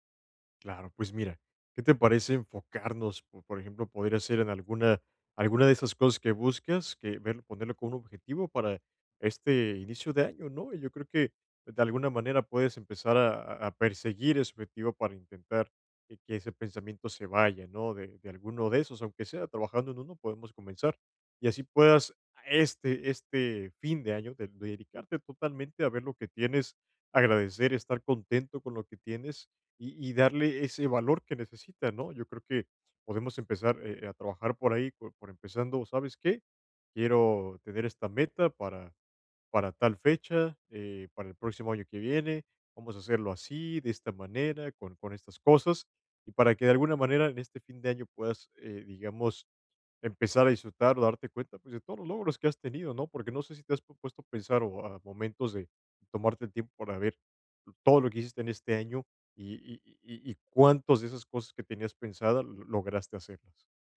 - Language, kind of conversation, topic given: Spanish, advice, ¿Cómo puedo practicar la gratitud a diario y mantenerme presente?
- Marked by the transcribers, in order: none